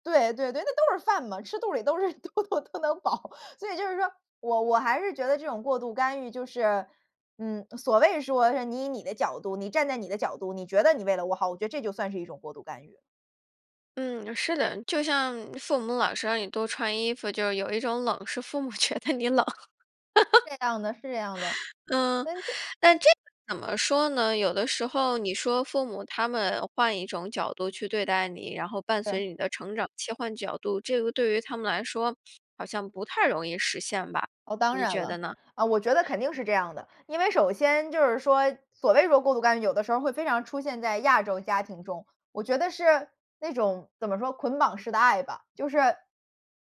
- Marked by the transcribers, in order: laughing while speaking: "都是 都 都 都能饱"; laughing while speaking: "觉得你冷"; chuckle; other background noise
- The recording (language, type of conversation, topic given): Chinese, podcast, 你觉得如何区分家庭支持和过度干预？